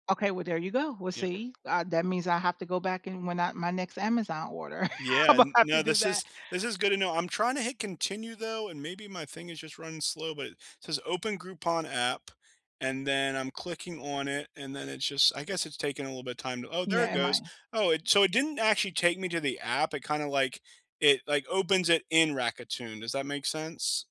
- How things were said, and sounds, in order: other background noise; laughing while speaking: "imma have"; tapping; "Rakuten" said as "Rackatoon"
- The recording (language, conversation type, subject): English, unstructured, Which places in your city help you truly unplug and reset, and what makes them restorative?